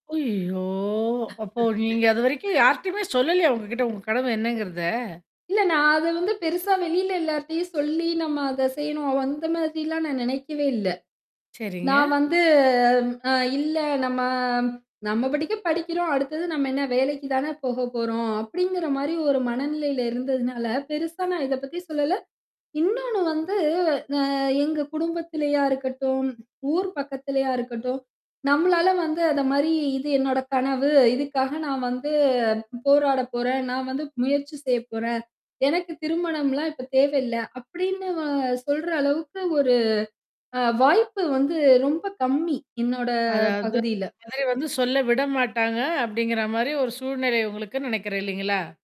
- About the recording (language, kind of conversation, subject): Tamil, podcast, பின்வாங்காமல் தொடர்ந்து முயற்சி செய்ய உங்களை என்ன ஊக்குவிக்கிறது?
- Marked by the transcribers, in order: static; drawn out: "ஐயயோ!"; laugh; mechanical hum; drawn out: "வந்து"; drawn out: "நம்ம"; drawn out: "வந்து"; tapping; drawn out: "என்னோட"; distorted speech